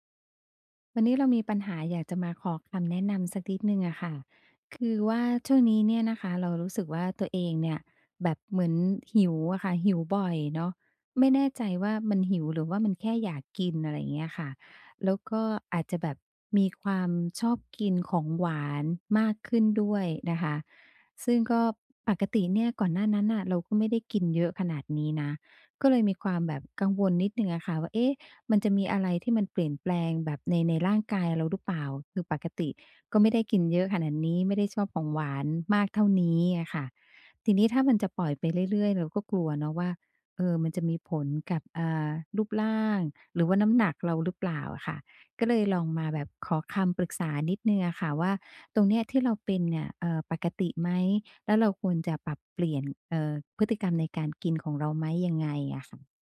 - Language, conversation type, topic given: Thai, advice, ควรเลือกอาหารและของว่างแบบไหนเพื่อช่วยควบคุมความเครียด?
- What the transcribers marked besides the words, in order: other background noise; tapping